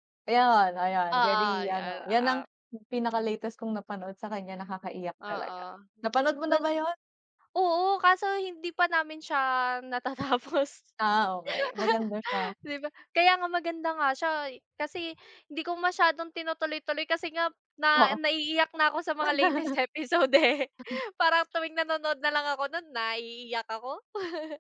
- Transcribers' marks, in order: tapping; laugh; other background noise; laugh; chuckle; laugh
- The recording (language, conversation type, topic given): Filipino, unstructured, Sino ang paborito mong artista o banda, at bakit?
- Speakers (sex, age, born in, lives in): female, 25-29, Philippines, Philippines; female, 25-29, Philippines, Philippines